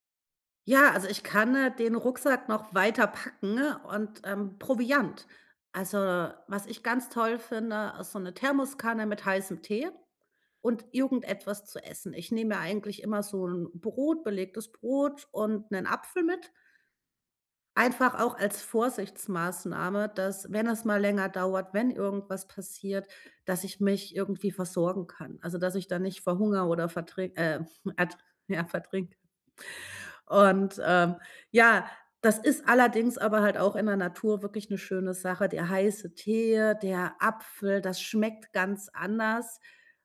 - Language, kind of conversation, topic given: German, podcast, Welche Tipps hast du für sicheres Alleinwandern?
- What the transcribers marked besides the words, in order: laughing while speaking: "äh, ert ja, vertrinke"